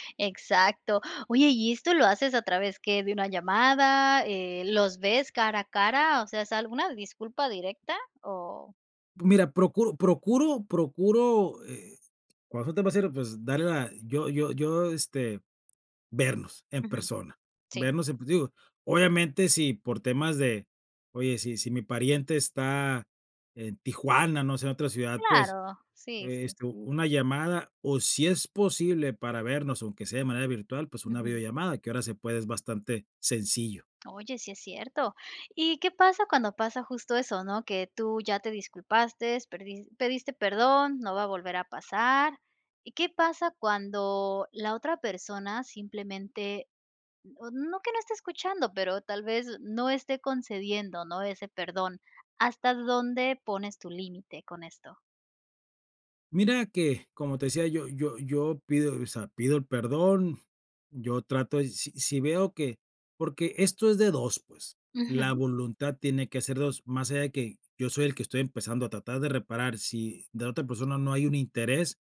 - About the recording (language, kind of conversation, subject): Spanish, podcast, ¿Cómo puedes empezar a reparar una relación familiar dañada?
- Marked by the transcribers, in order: gasp; unintelligible speech; tapping; unintelligible speech; other noise